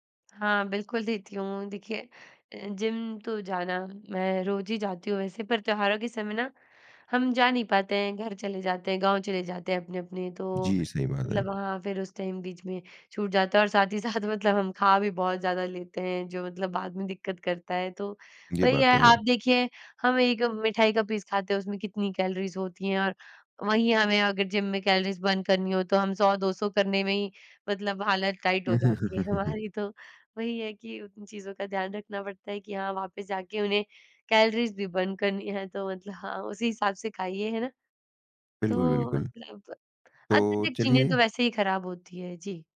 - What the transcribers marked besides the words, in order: in English: "टाइम"; laughing while speaking: "ही साथ"; in English: "पीस"; in English: "बर्न"; in English: "टाइट"; laughing while speaking: "हमारी तो"; in English: "बर्न"
- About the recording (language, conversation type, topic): Hindi, podcast, रिकवरी के दौरान खाने-पीने में आप क्या बदलाव करते हैं?